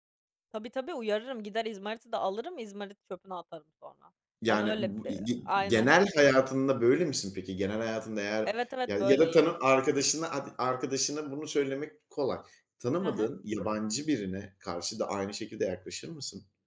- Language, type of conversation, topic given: Turkish, podcast, Çevreye büyük fayda sağlayan küçük değişiklikler hangileriydi?
- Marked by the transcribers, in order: none